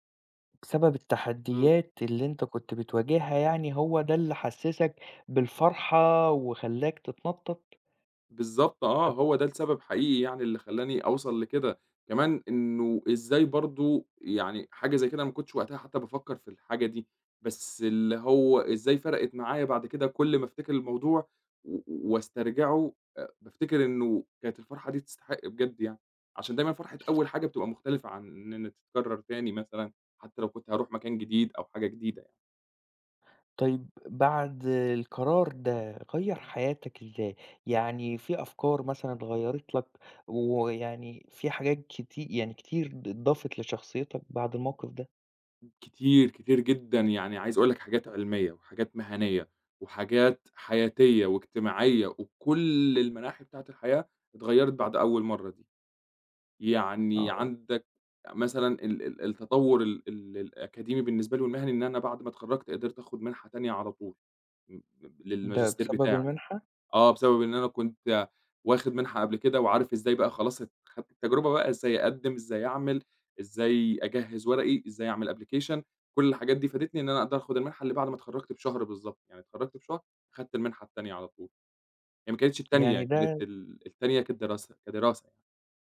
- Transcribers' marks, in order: other noise; in English: "application"; tapping
- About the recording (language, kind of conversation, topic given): Arabic, podcast, قرار غيّر مسار حياتك